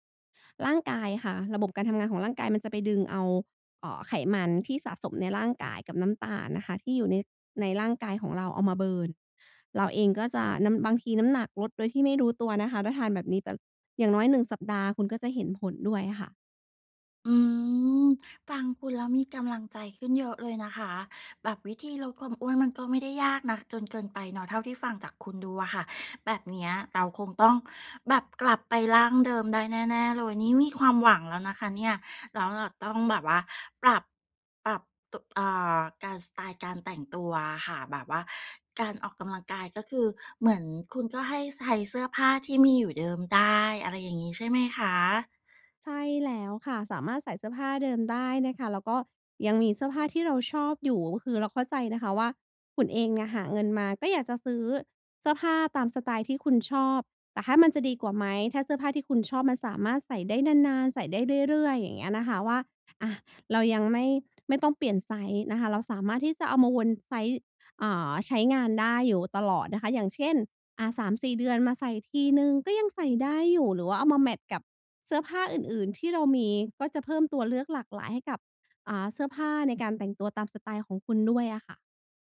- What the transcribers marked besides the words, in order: in English: "เบิร์น"
- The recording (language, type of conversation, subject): Thai, advice, จะเริ่มหาสไตล์ส่วนตัวที่เหมาะกับชีวิตประจำวันและงบประมาณของคุณได้อย่างไร?